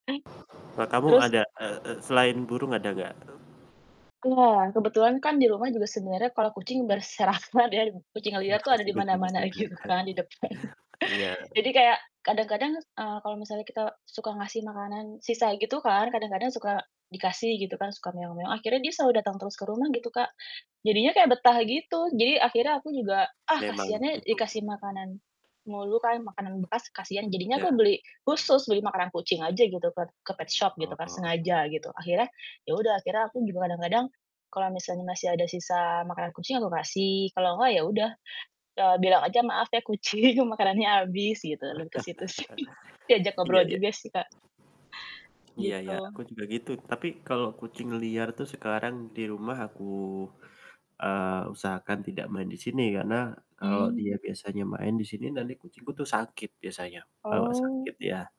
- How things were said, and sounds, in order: static; laughing while speaking: "berserakan"; unintelligible speech; "aja" said as "ajuh"; laughing while speaking: "depan"; other noise; in English: "petshop"; other background noise; laughing while speaking: "kucing"; chuckle; laughing while speaking: "sih"
- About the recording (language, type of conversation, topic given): Indonesian, unstructured, Bagaimana hewan peliharaan dapat membantu mengurangi rasa kesepian?